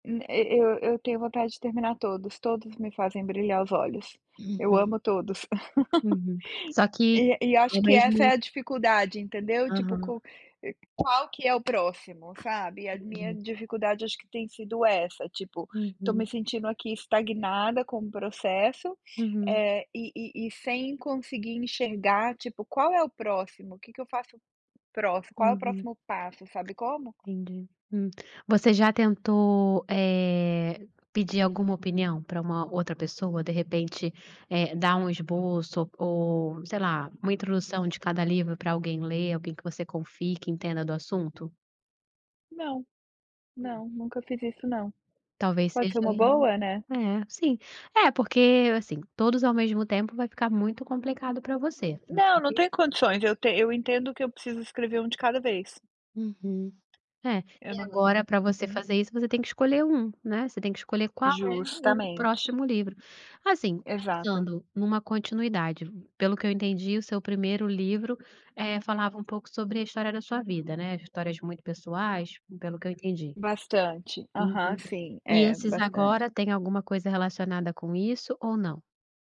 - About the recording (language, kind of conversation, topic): Portuguese, advice, Sinto que meu progresso estagnou; como posso medir e retomar o avanço dos meus objetivos?
- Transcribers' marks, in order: laugh; tapping; other background noise